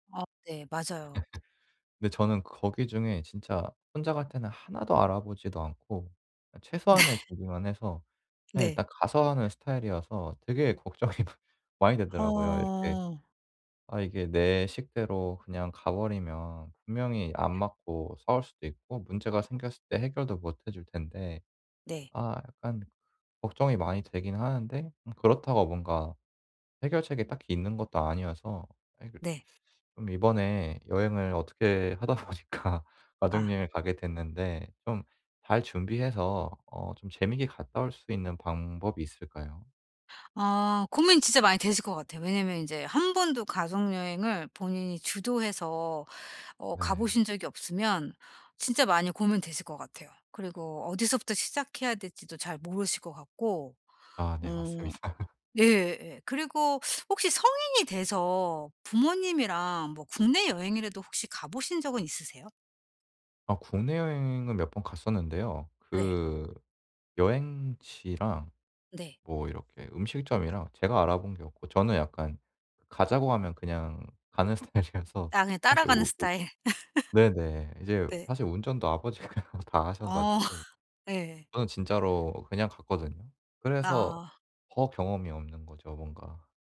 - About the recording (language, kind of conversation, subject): Korean, advice, 여행 예산을 어떻게 세우고 계획을 효율적으로 수립할 수 있을까요?
- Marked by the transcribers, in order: laugh; other background noise; laughing while speaking: "네"; laughing while speaking: "걱정이 많"; teeth sucking; laughing while speaking: "보니까"; laugh; teeth sucking; tapping; laughing while speaking: "스타일이라서"; laugh; laughing while speaking: "아버지가"; laugh